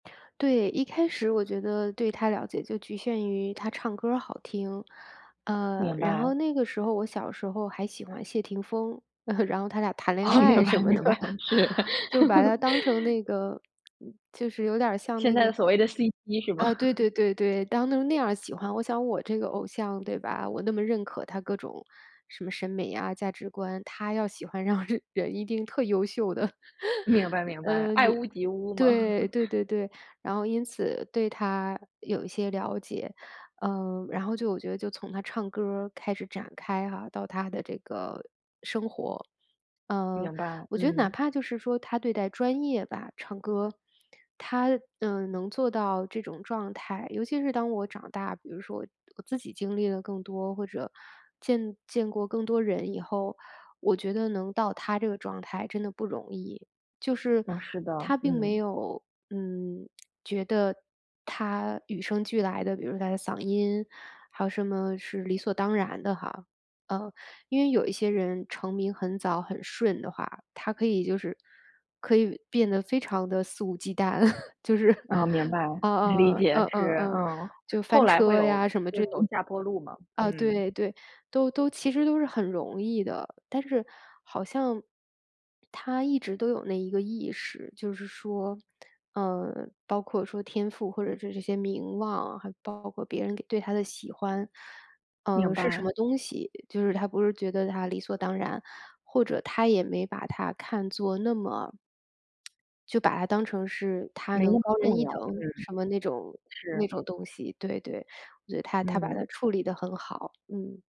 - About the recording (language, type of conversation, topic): Chinese, podcast, 你最喜欢的网红是谁，为什么？
- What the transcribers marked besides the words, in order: chuckle; laughing while speaking: "哦，明白 明白，是"; laughing while speaking: "的"; chuckle; laugh; tapping; other background noise; laughing while speaking: "吗"; chuckle; laughing while speaking: "让人"; chuckle; laughing while speaking: "的"; chuckle; chuckle; laughing while speaking: "就是"; chuckle